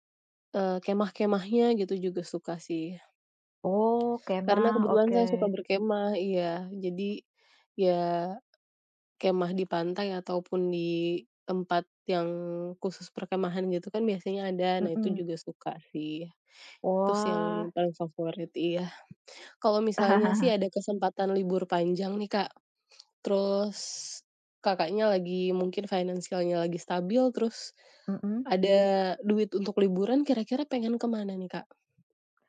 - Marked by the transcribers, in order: chuckle; in English: "financial-nya"
- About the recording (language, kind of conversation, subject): Indonesian, unstructured, Apa kegiatan favoritmu saat libur panjang tiba?